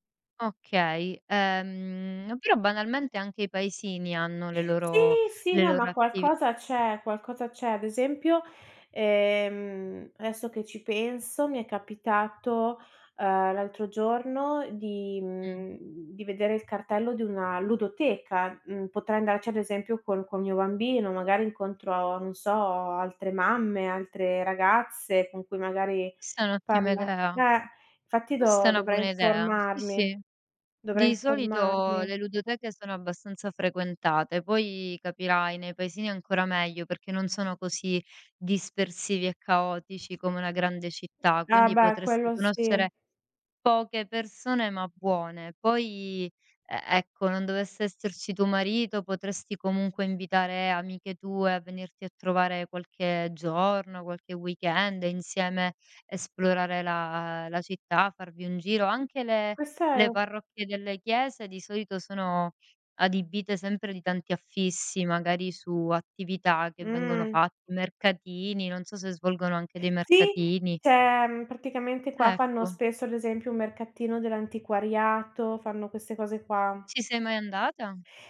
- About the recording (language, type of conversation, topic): Italian, advice, Come posso affrontare la sensazione di isolamento e la mancanza di amici nella mia nuova città?
- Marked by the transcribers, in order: drawn out: "ehm"; drawn out: "Sì"; stressed: "Sì"; drawn out: "solito"; tapping; other background noise; in English: "weekend"; drawn out: "la"